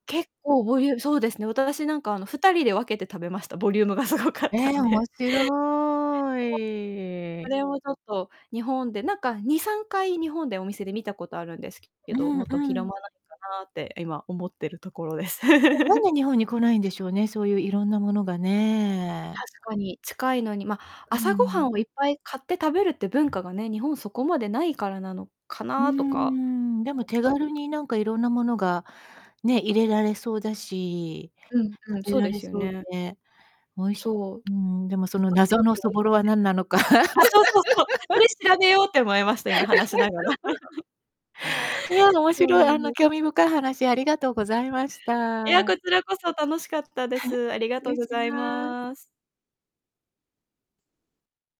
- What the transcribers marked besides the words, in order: laughing while speaking: "すごかったんで"; other background noise; drawn out: "面白い"; distorted speech; tapping; chuckle; laughing while speaking: "なのか"; laugh; chuckle
- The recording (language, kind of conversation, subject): Japanese, unstructured, 食べ物にまつわる、思い出に残っているエピソードはありますか？